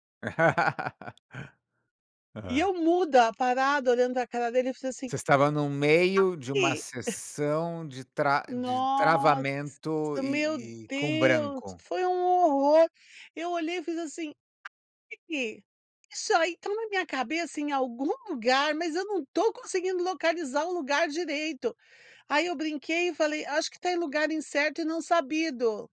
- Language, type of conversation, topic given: Portuguese, podcast, Como falar em público sem ficar paralisado de medo?
- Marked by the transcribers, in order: laugh; chuckle; unintelligible speech